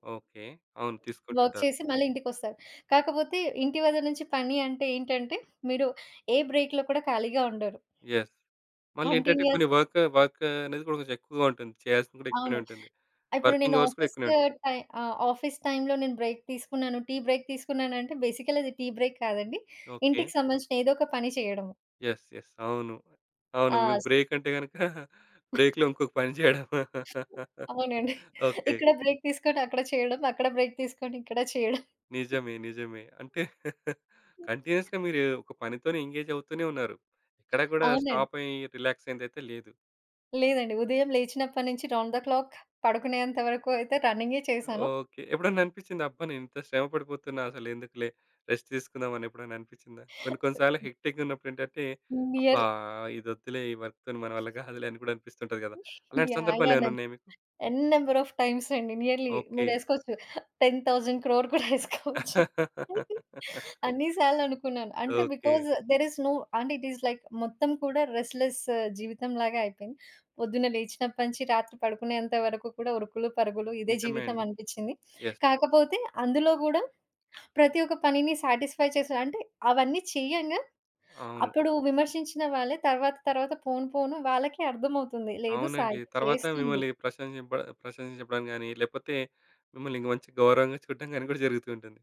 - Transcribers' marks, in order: tapping; in English: "వర్క్"; in English: "బ్రేక్‌లో"; in English: "యెస్"; in English: "కంటిన్యూయస్"; in English: "వర్క్"; other background noise; in English: "వర్కింగ్ అవర్స్"; in English: "ఆఫీస్"; in English: "బ్రేక్"; in English: "బ్రేక్"; in English: "బేసికల్లీ"; in English: "బ్రేక్"; in English: "యెస్. యెస్"; laughing while speaking: "అవునండి. ఇక్కడ బ్రేక్ తీసుకొని అక్కడ చేయడం, అక్కడ బ్రేక్ తీసుకొని ఇక్కడ చేయడం"; in English: "బ్రేక్‌లో"; in English: "బ్రేక్"; laugh; in English: "బ్రేక్"; chuckle; in English: "కంటిన్యూయస్‌గా"; in English: "ఎంగేజ్"; in English: "రౌండ్ ద క్లాక్"; in English: "రెస్ట్"; in English: "హెక్టిక్‌గా"; in English: "నియర్లీ"; in English: "వర్క్‌తోని"; giggle; in English: "ఎన్ నంబర్ ఆఫ్ టైమ్స్"; in English: "నియర్లీ"; in English: "టెన్ థౌజండ్ క్రోర్"; laughing while speaking: "కూడా యేసుకోవచ్చు"; laugh; in English: "బికాజ్ దేర్ ఈజ్ నో అండ్ ఇట్ ఈజ్ లైక్"; in English: "రెస్ట్‌లెస్"; in English: "యెస్"; in English: "సాటిస్‌ఫై"
- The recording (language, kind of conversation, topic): Telugu, podcast, ఇంటినుంచి పని చేసే అనుభవం మీకు ఎలా ఉంది?